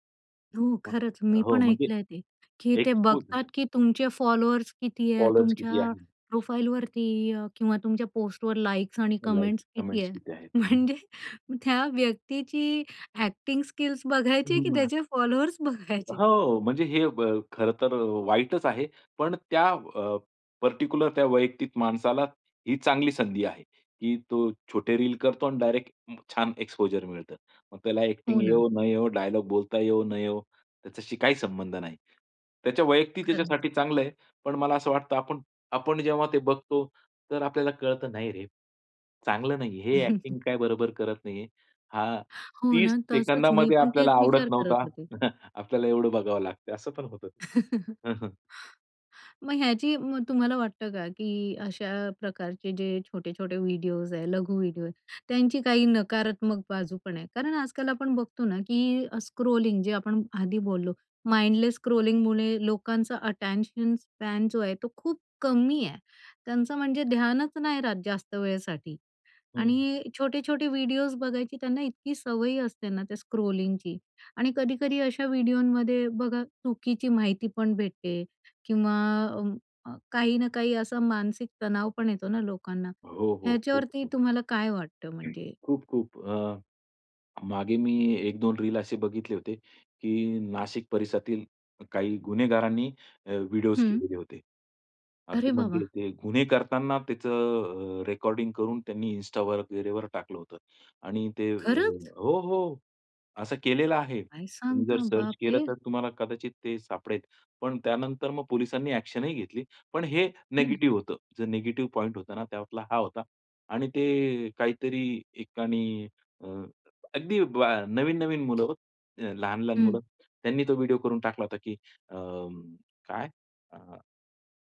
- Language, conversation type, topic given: Marathi, podcast, लघु व्हिडिओंनी मनोरंजन कसं बदललं आहे?
- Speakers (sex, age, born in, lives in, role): female, 45-49, India, India, host; male, 50-54, India, India, guest
- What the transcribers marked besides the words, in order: in English: "एक्सपोज"; in English: "फॉलोअर्स"; in English: "फॉलोवर्स"; in English: "प्रोफाईलवरती"; in English: "पोस्टवर लाइक्स"; in English: "लाईक्स कॉमेंट्स"; in English: "कमेंट्स"; laughing while speaking: "म्हणजे त्या व्यक्तीची ॲक्टिंग स्किल्स बघायची आहे की त्याचे फॉलोअर्स बघायचे?"; in English: "ॲक्टिंग स्किल्स"; in English: "फॉलोअर्स"; in English: "पर्टिक्युलर"; in English: "डायरेक्ट"; in English: "एक्सपोजर"; in English: "डायलॉग"; chuckle; chuckle; laugh; chuckle; in English: "स्क्रोलिंग"; in English: "माइंडलेस स्क्रोलिंग"; in English: "अटेंशन स्पॅन"; in English: "स्क्रोलिंगची"; other background noise; "परिसरातील" said as "परसातील"; in English: "रेकॉर्डिंग"; in English: "इन्स्टावर"; surprised: "खरंच?"; in English: "सर्च"; surprised: "काय सांगता? बापरे!"; in English: "ॲक्शनही"; in English: "निगेटिव्ह"; in English: "निगेटिव्ह पॉइंट"